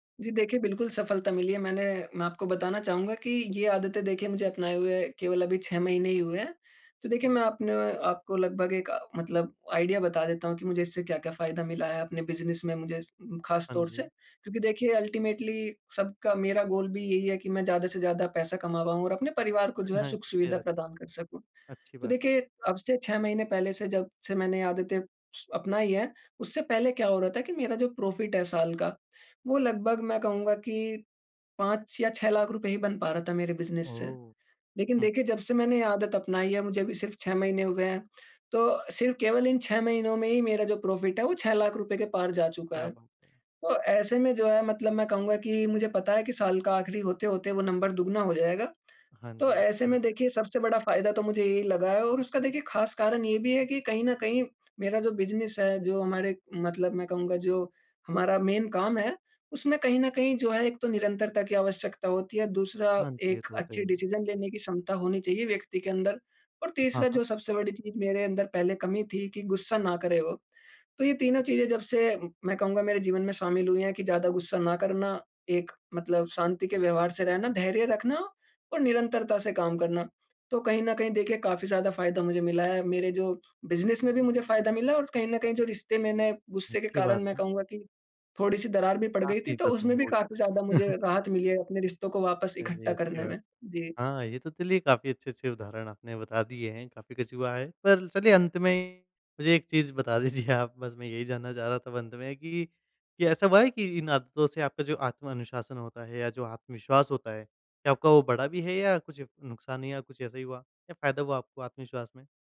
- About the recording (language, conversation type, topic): Hindi, podcast, कौन-सी आदत ने आपकी ज़िंदगी बदल दी?
- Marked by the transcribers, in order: in English: "आइडिया"; in English: "बिज़नेस"; in English: "अल्टीमेटली"; in English: "गोल"; in English: "प्रॉफिट"; in English: "बिज़नेस"; in English: "प्रॉफिट"; in English: "बिज़नेस"; in English: "मेन"; in English: "डिसीजन"; in English: "बिज़नेस"; unintelligible speech; chuckle; laughing while speaking: "दीजिए आप"